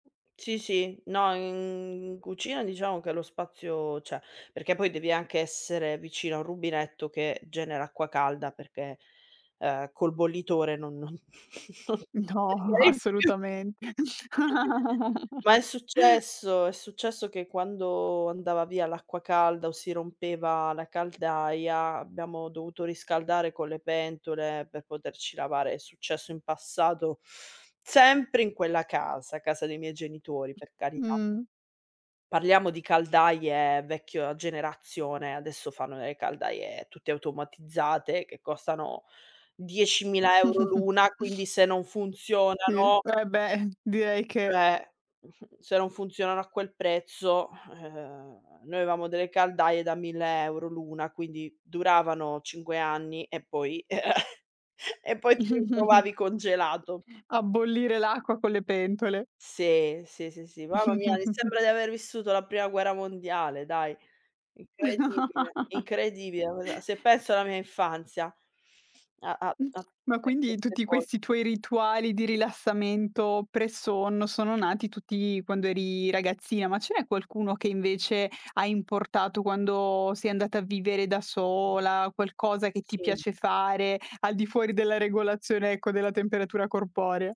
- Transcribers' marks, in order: other background noise; drawn out: "in"; chuckle; unintelligible speech; chuckle; chuckle; scoff; chuckle; chuckle; chuckle; chuckle; unintelligible speech; tapping
- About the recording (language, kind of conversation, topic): Italian, podcast, Qual è un rito serale che ti rilassa prima di dormire?